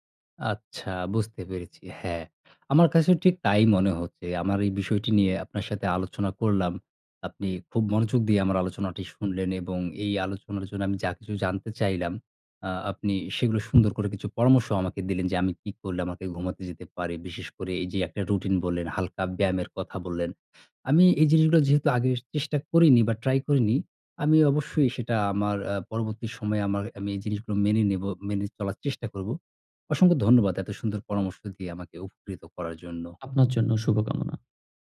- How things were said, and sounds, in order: other noise; "উপকৃত" said as "উফুকৃত"
- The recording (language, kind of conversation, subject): Bengali, advice, প্রতিদিন সকালে সময়মতো উঠতে আমি কেন নিয়মিত রুটিন মেনে চলতে পারছি না?